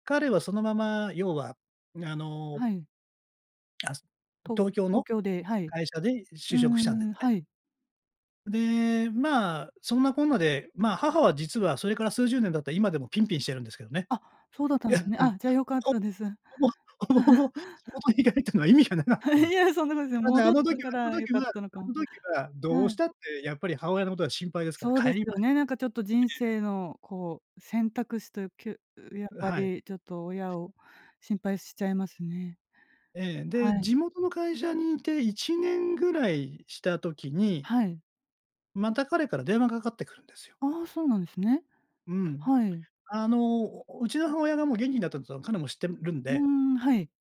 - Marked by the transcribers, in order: laugh; laughing while speaking: "地元に帰ったのは意味がなかったで"; laugh; laughing while speaking: "いや、そんなことない"
- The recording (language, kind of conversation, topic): Japanese, podcast, 偶然の出会いで人生が変わったことはありますか？